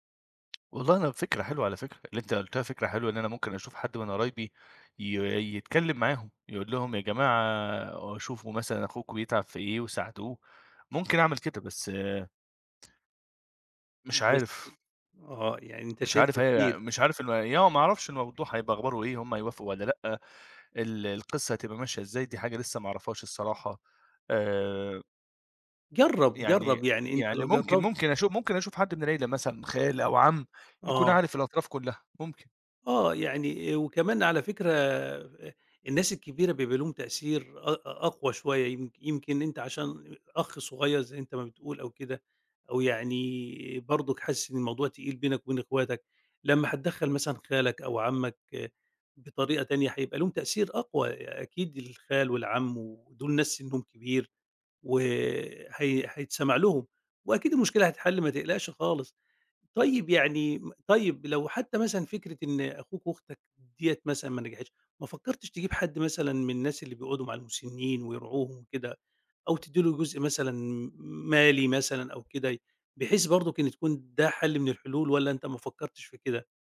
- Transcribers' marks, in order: tapping
- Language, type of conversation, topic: Arabic, advice, إزاي أوازن بين شغلي ورعاية أبويا وأمي الكبار في السن؟